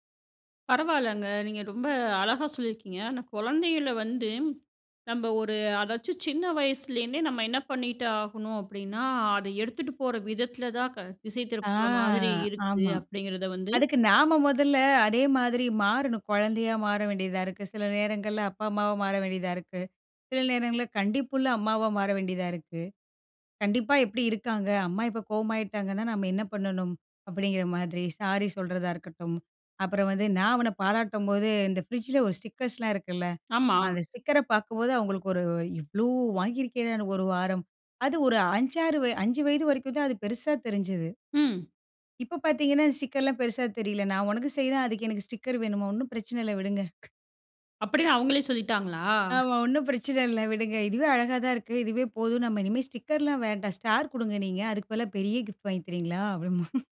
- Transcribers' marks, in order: drawn out: "ஆ"; in English: "ஸ்டிக்கர்ஸ்"; in English: "ஸ்டிக்கர"; surprised: "இவ்வளோ வாங்கியிருக்கேன் ஒரு வாரம்"; in English: "ஸ்டிக்கர்"; in English: "ஸ்டிக்கர்"; tapping; surprised: "அப்டின்னு அவங்களே சொல்லிட்டாங்களா?"; laughing while speaking: "ஆமா ஒன்னும் பிரச்சனை இல்ல விடுங்க"; in English: "ஸ்டிக்கர்"; in English: "ஸ்டார்"; in English: "கிஃப்ட்"; chuckle
- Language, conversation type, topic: Tamil, podcast, குழந்தைகள் அருகில் இருக்கும்போது அவர்களின் கவனத்தை வேறு விஷயத்திற்குத் திருப்புவது எப்படி?